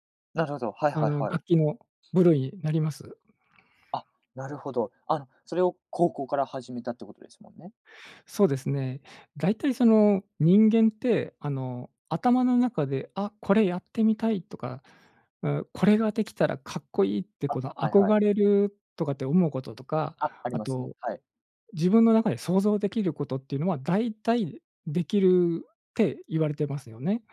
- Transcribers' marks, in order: other background noise; other noise
- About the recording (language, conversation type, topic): Japanese, podcast, 音楽と出会ったきっかけは何ですか？